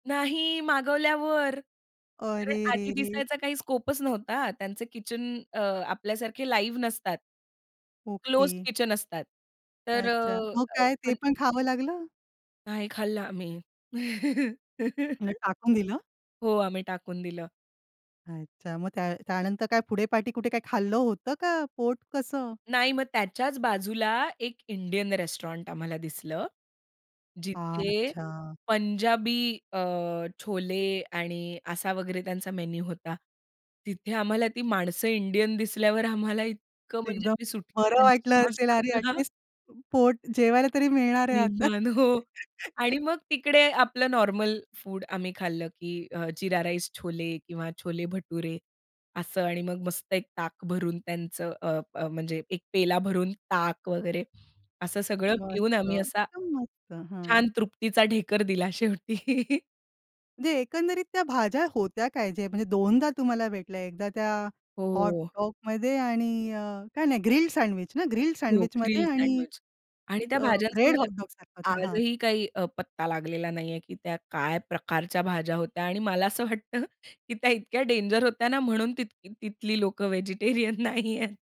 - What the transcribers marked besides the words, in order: in English: "स्कोप"; in English: "लाईव्ह"; in English: "क्लोज्ड"; giggle; drawn out: "अच्छा!"; laughing while speaking: "हो"; chuckle; in English: "नॉर्मल"; other background noise; laughing while speaking: "शेवटी"; chuckle; laughing while speaking: "मला असं वाटतं की त्या … व्हेजिटेरियन नाही आहेत"; in English: "डेंजर"
- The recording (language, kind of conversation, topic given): Marathi, podcast, कुठेतरी प्रवासात असताना एखाद्या स्थानिक पदार्थाने तुम्हाला कधी आश्चर्य वाटलं आहे का?